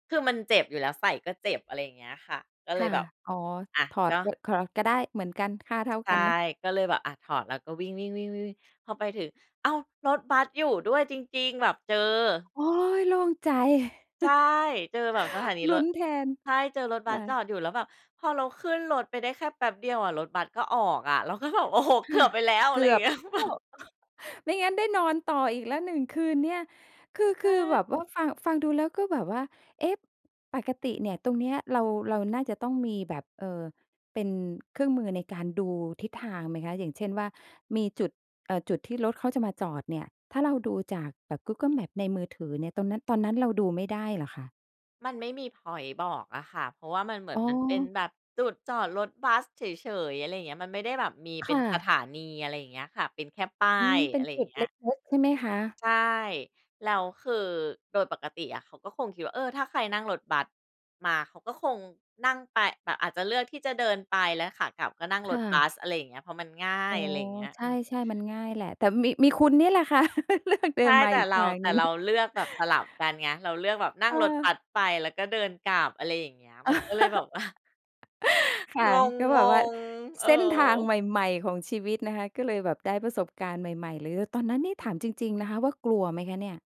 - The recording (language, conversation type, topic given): Thai, podcast, ตอนที่หลงทาง คุณรู้สึกกลัวหรือสนุกมากกว่ากัน เพราะอะไร?
- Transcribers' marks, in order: chuckle; laughing while speaking: "เงี้ย แบบ"; chuckle; chuckle; laughing while speaking: "เลือก"; chuckle; laughing while speaking: "ว่า"; chuckle